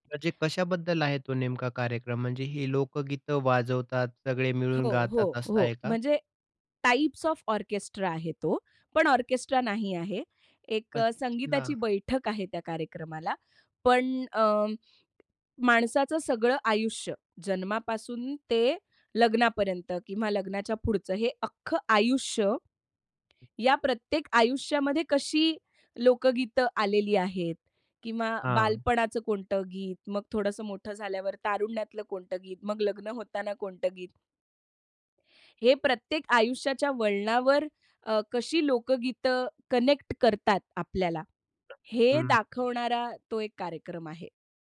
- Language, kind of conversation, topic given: Marathi, podcast, लोकगीत आणि पॉप यांपैकी तुला कोणता प्रकार अधिक भावतो, आणि का?
- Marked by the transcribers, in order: other noise; tapping; in English: "टाइप्स ऑफ ऑर्केस्ट्रा"; other background noise; in English: "कनेक्ट"